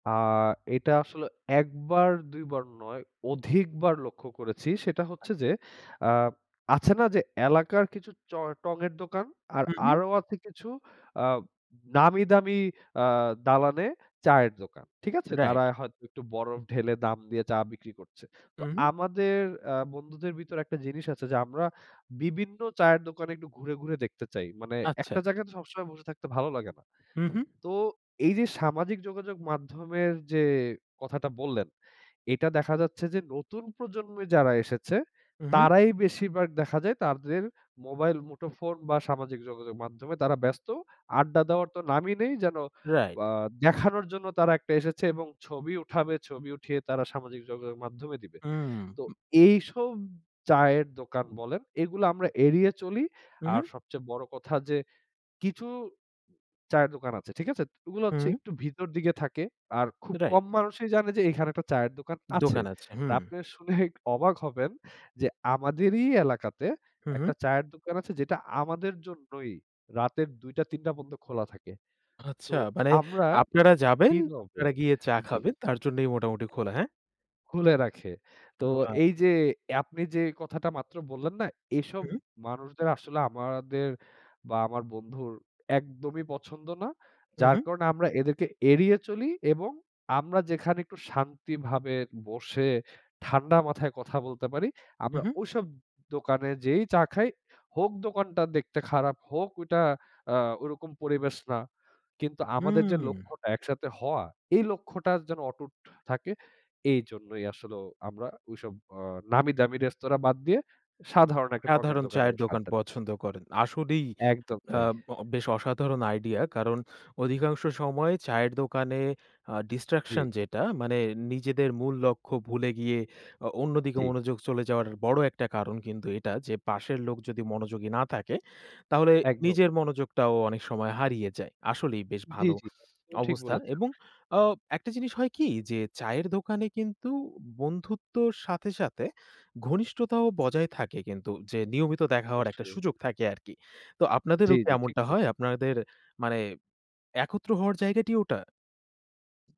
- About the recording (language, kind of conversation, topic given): Bengali, podcast, চায়ের আড্ডা কেন আমাদের সম্পর্ক গড়ে তুলতে সাহায্য করে?
- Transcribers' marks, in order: "আচ্ছা" said as "আচ্ছে"; tapping; "না" said as "ন"; other background noise; "পর্যন্ত" said as "পন্ত"; unintelligible speech